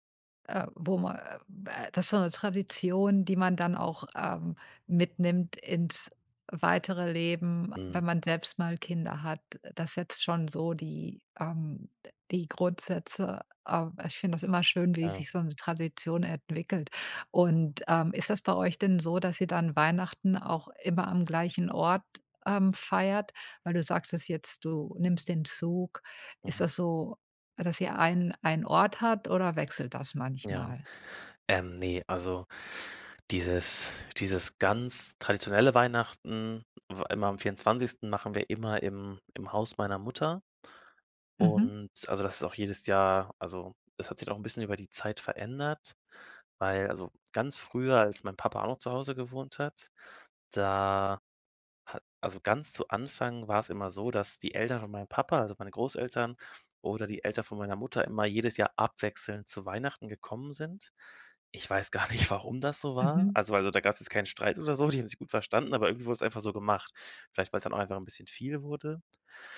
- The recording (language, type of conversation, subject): German, podcast, Welche Geschichte steckt hinter einem Familienbrauch?
- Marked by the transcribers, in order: laughing while speaking: "nicht"; laughing while speaking: "die"